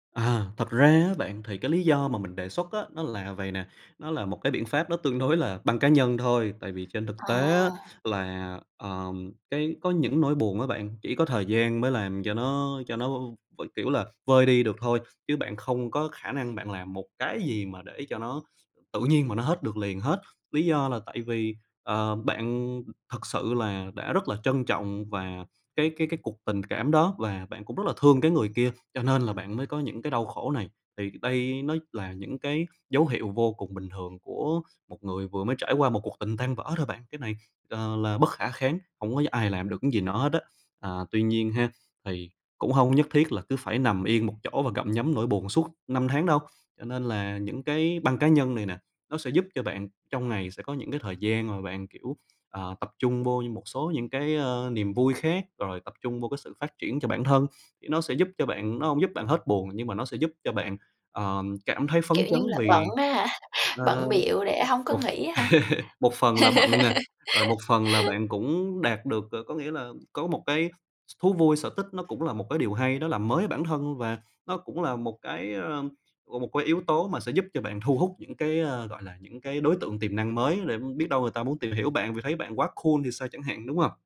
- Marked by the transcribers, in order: tapping; laugh; laughing while speaking: "hả"; laugh; in English: "cool"
- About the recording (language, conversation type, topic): Vietnamese, advice, Làm sao để mình vượt qua cú chia tay đột ngột và xử lý cảm xúc của mình?